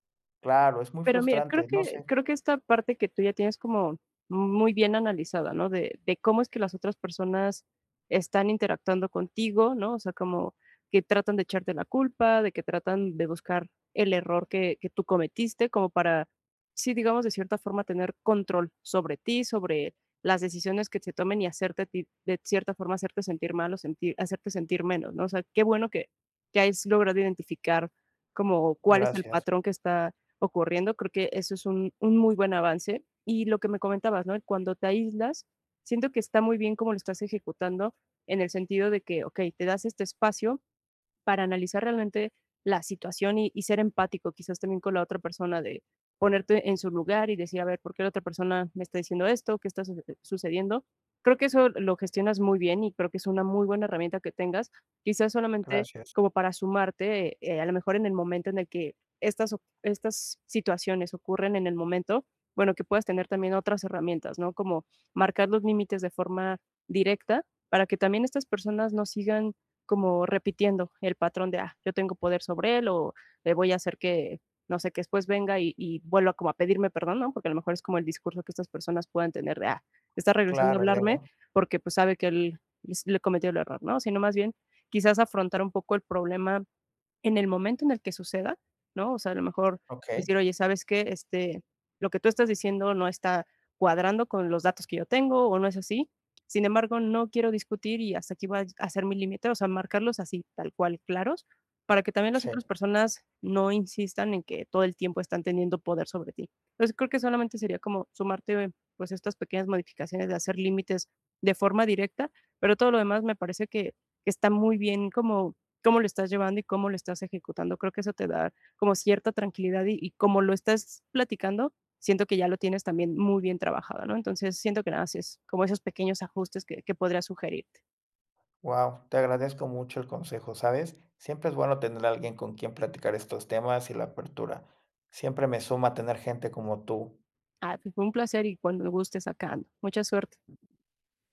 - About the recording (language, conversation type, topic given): Spanish, advice, ¿Cómo puedo dejar de aislarme socialmente después de un conflicto?
- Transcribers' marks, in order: other background noise